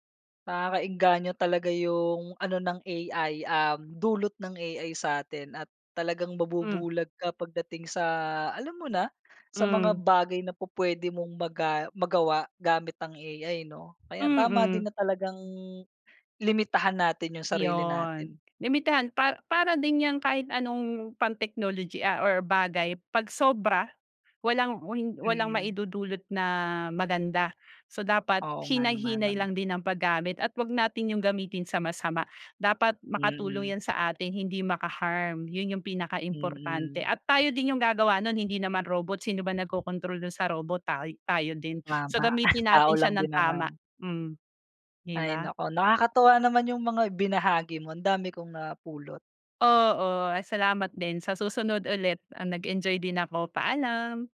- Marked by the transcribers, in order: laugh; tapping
- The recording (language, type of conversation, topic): Filipino, podcast, Ano ang opinyon mo tungkol sa paggamit ng artipisyal na katalinuhan sa pang-araw-araw na buhay?